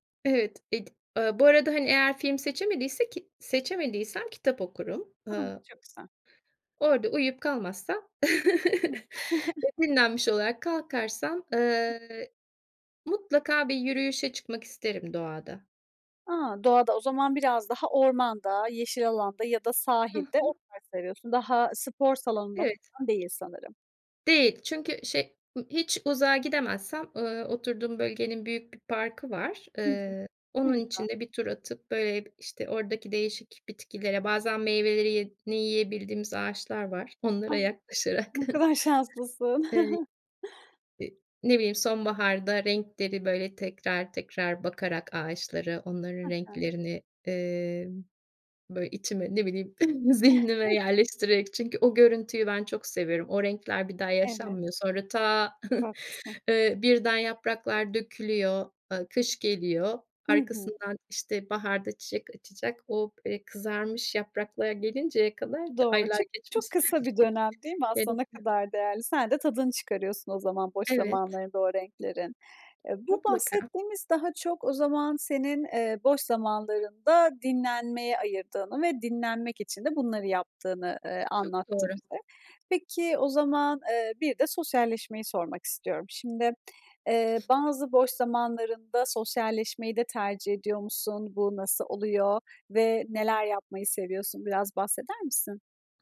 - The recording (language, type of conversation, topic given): Turkish, podcast, Boş zamanlarını değerlendirirken ne yapmayı en çok seversin?
- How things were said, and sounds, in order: chuckle; other noise; other background noise; "meyvelerini" said as "meyveleriyedni"; chuckle; chuckle; chuckle; chuckle